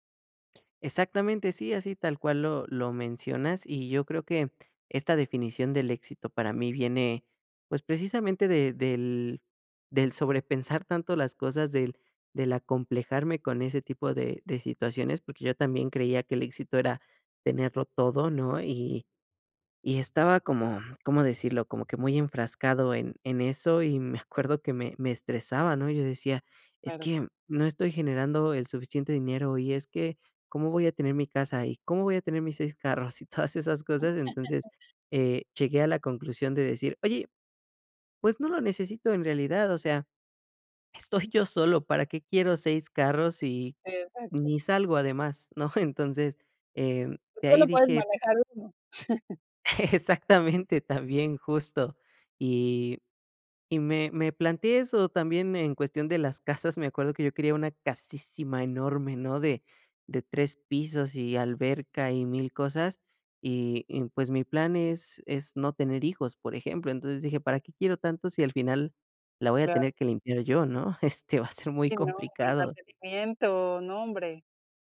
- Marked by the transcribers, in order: other background noise; chuckle; laughing while speaking: "Exactamente"
- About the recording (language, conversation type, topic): Spanish, podcast, ¿Qué significa para ti tener éxito?